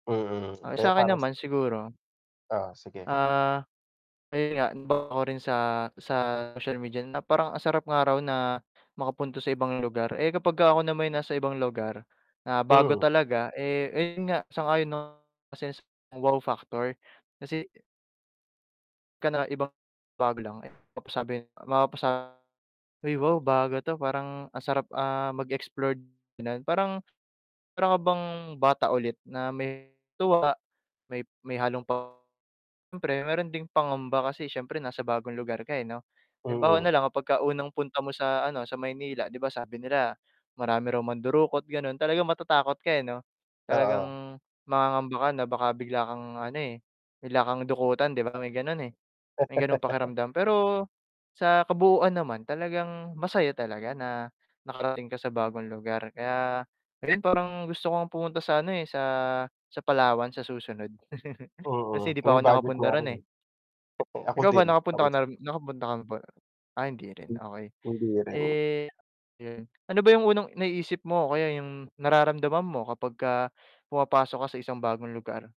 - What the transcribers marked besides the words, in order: static; distorted speech; unintelligible speech; laugh; chuckle; chuckle; other background noise
- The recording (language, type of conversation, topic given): Filipino, unstructured, Ano ang pakiramdam mo kapag nakakarating ka sa bagong lugar?